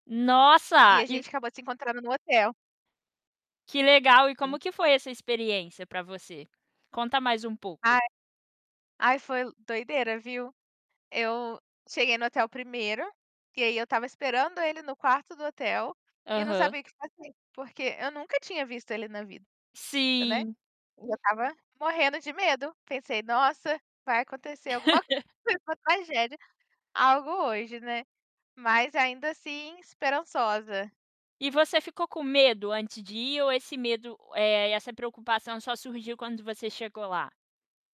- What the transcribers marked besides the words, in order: tapping; other background noise; unintelligible speech; static; distorted speech; laugh; unintelligible speech
- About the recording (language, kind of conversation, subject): Portuguese, podcast, Como foi o encontro mais inesperado que você teve durante uma viagem?
- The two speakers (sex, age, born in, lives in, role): female, 25-29, Brazil, United States, guest; female, 25-29, Brazil, United States, host